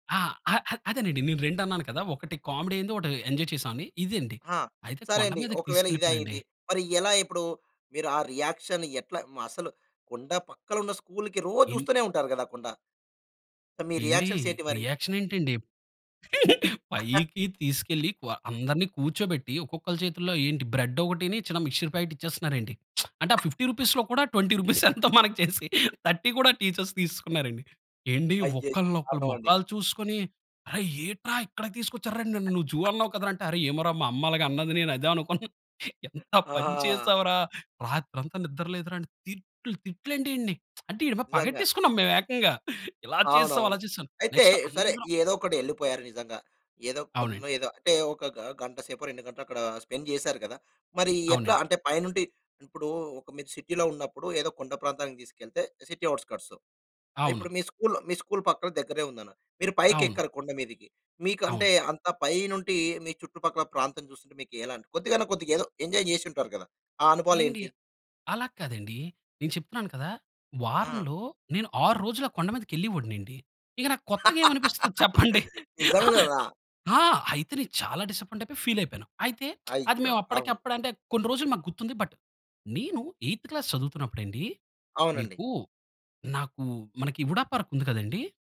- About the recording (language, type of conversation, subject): Telugu, podcast, నీ చిన్ననాటి పాఠశాల విహారయాత్రల గురించి నీకు ఏ జ్ఞాపకాలు గుర్తున్నాయి?
- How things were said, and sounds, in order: in English: "కామెడీ"; in English: "ఎంజాయ్"; in English: "రియాక్షన్"; in English: "స్కూల్‌కి"; in English: "రియాక్షన్స్"; in English: "రియాక్ష‌న్"; chuckle; in English: "బ్రెడ్"; in English: "మిక్స్చర్ ప్యాకెట్"; lip smack; in English: "ఫిఫ్టీ రూపీస్‌లో"; other noise; laughing while speaking: "ట్వెంటీ రూపీస్ ఎంతో చేసి థర్టీ కూడా టీచర్స్ తీసుకున్నారండి"; in English: "ట్వెంటీ రూపీస్"; in English: "థర్టీ"; in English: "టీచర్స్"; chuckle; laughing while speaking: "అనుకున్నాను. ఎంత పని చేసావు రా!"; lip smack; chuckle; in English: "నెక్స్ట్"; in English: "స్పెండ్"; in English: "సిటీలో"; in English: "సిటీ ఔట్‌స్క‌ర్ట్స్"; in English: "స్కూల్ స్కూల్"; in English: "ఎంజాయ్"; laugh; laughing while speaking: "చెప్పండి?"; lip smack; in English: "బట్"; in English: "ఎయిత్ క్లాస్"; in English: "ఉడా పార్క్"